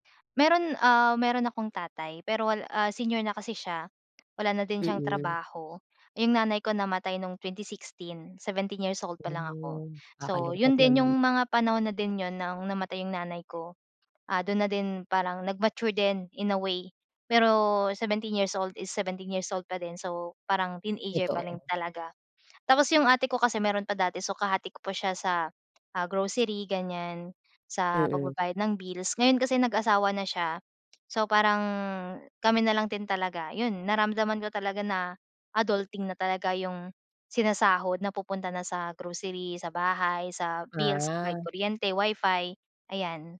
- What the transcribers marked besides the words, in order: tapping
- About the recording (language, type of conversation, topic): Filipino, podcast, Kailan mo unang naramdaman na isa ka nang ganap na adulto?